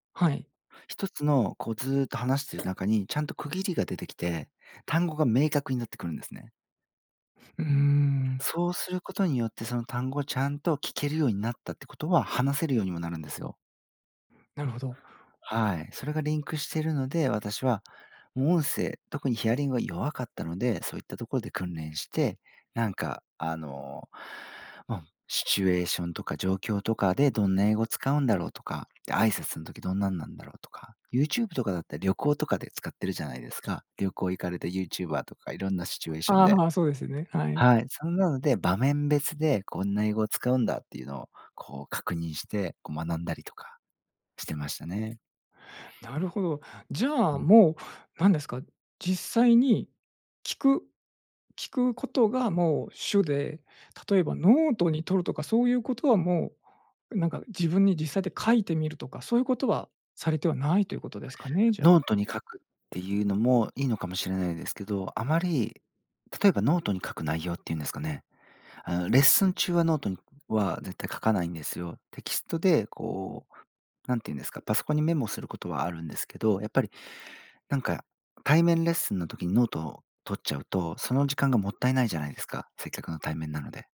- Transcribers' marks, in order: other background noise; tapping; other noise
- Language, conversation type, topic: Japanese, podcast, 自分に合う勉強法はどうやって見つけましたか？